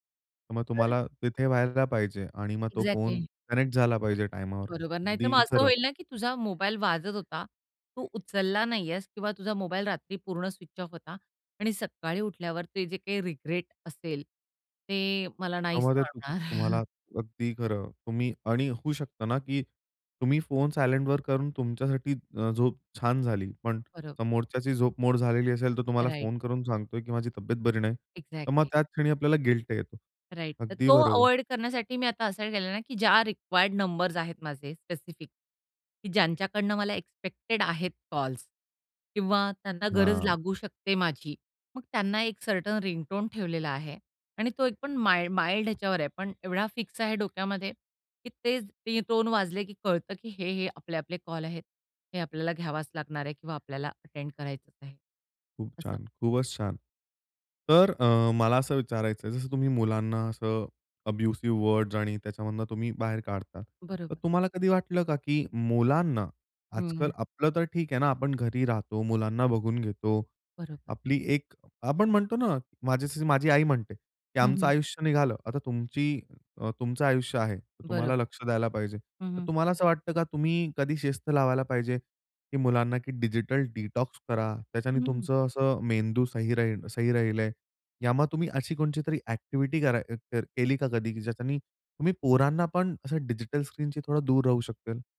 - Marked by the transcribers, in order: unintelligible speech; in English: "एक्झॅक्टली"; in English: "कनेक्ट"; in English: "स्विच ऑफ"; in English: "रिग्रेट"; chuckle; in English: "सायलेंटवर"; in English: "राइट"; in English: "एक्झॅक्टली"; in English: "गिल्ट"; in English: "राइट"; in English: "रिक्वायर्ड नंबर्स"; in English: "एक्सपेक्टेड"; in English: "सर्टन रिंगटोन"; in English: "अटेंड"; "खूपच" said as "खूबच"; in English: "अब्युसिव वर्ड्स"; other noise; tapping; in English: "डिजिटल डिटॉक्स"; in English: "डिजिटल स्क्रीनशी"
- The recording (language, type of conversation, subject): Marathi, podcast, डिजिटल डिटॉक्स तुमच्या विश्रांतीला कशी मदत करतो?